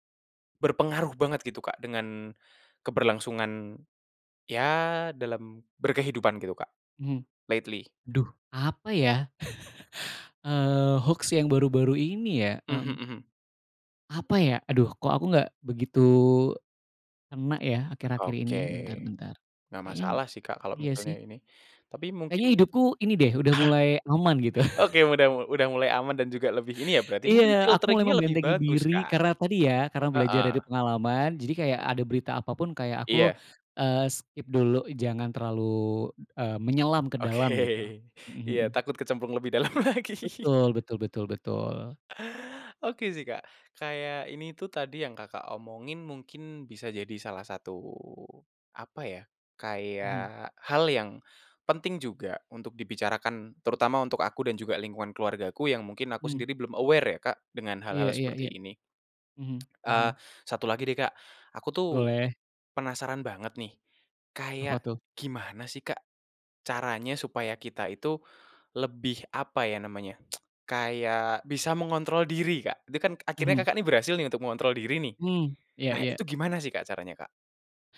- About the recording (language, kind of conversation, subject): Indonesian, podcast, Pernahkah kamu tertipu hoaks, dan bagaimana reaksimu saat menyadarinya?
- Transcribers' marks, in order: in English: "lately"; chuckle; tapping; chuckle; in English: "skip"; laughing while speaking: "Oke"; laughing while speaking: "dalam lagi"; in English: "aware"; tsk; tsk